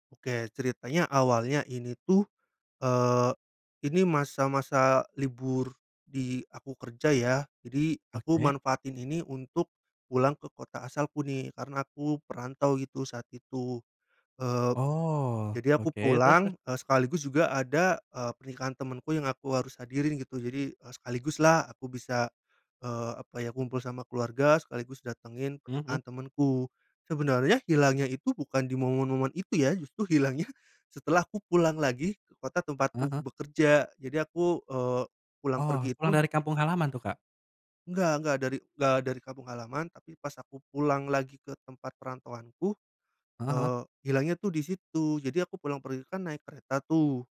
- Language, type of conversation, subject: Indonesian, podcast, Apa yang pertama kali kamu lakukan ketika ponselmu hilang saat liburan?
- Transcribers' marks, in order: chuckle